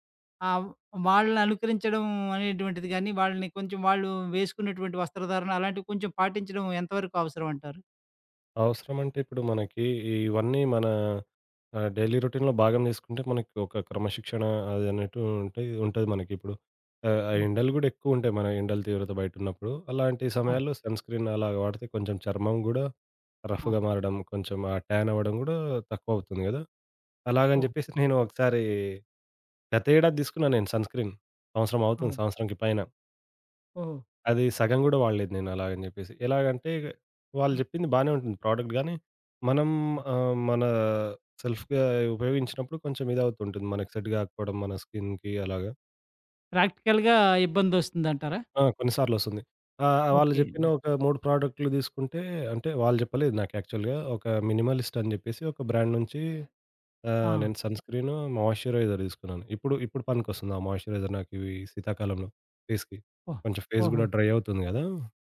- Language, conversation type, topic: Telugu, podcast, నీ స్టైల్‌కు ప్రధానంగా ఎవరు ప్రేరణ ఇస్తారు?
- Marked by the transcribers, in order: in English: "డైలీ రొటీన్‌లొ"; in English: "సన్ స్క్రీన్"; giggle; in English: "సన్ స్క్రీన్"; in English: "ప్రొడక్ట్"; in English: "సెల్ఫ్‌గా"; in English: "సెట్"; in English: "స్కిన్‌కి"; in English: "ప్రాక్టికల్‌గా"; tapping; other background noise; in English: "యాక్చువల్‌గా"; in English: "మినిమలిస్ట్"; in English: "బ్రాండ్"; in English: "సన్ స్క్రీన్, మాయిశ్చరైజర్"; in English: "మాయిశ్చరైజర్"; in English: "ఫేస్‌కి"; in English: "ఫేస్"; in English: "డ్రై"